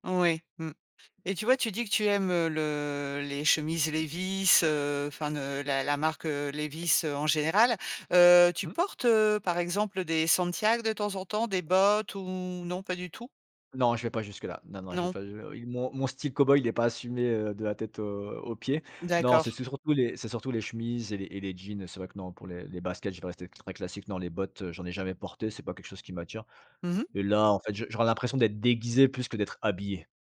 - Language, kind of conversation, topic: French, podcast, Comment trouves-tu l’inspiration pour t’habiller chaque matin ?
- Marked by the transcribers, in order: none